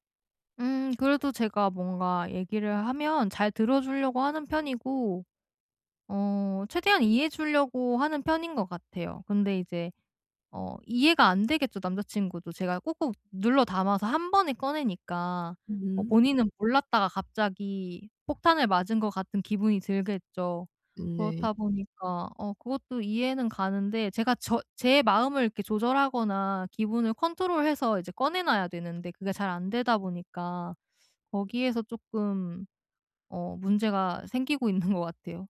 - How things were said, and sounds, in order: "주려고" said as "줄려고"; "주려고" said as "줄려고"; other background noise; laughing while speaking: "있는 것"
- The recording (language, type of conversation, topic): Korean, advice, 파트너에게 내 감정을 더 잘 표현하려면 어떻게 시작하면 좋을까요?